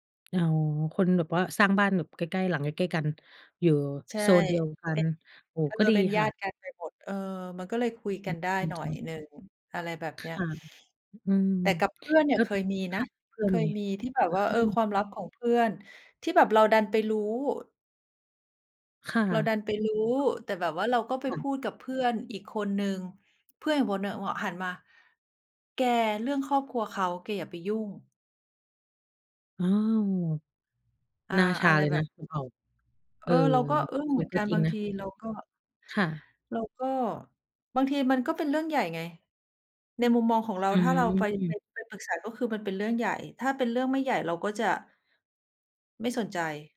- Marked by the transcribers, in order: other background noise
- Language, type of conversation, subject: Thai, unstructured, ความลับในครอบครัวควรเก็บไว้หรือควรเปิดเผยดี?